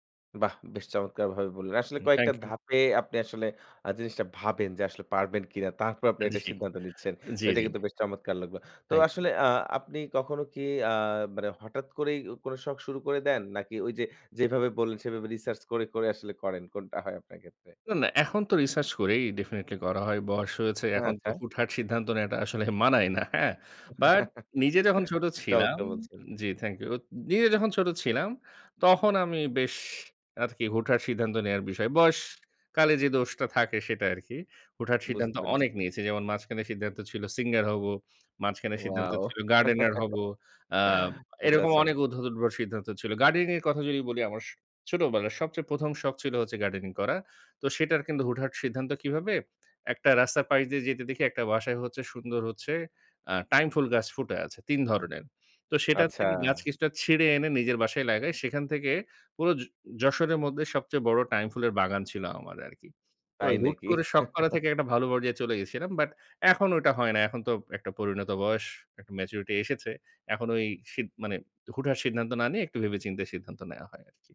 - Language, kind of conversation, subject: Bengali, podcast, নতুন কোনো শখ শুরু করতে চাইলে তুমি সাধারণত কোথা থেকে শুরু করো?
- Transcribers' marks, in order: laughing while speaking: "জি"; in English: "definitely"; other background noise; laughing while speaking: "আসলে"; chuckle; in English: "But"; chuckle; chuckle; in English: "But"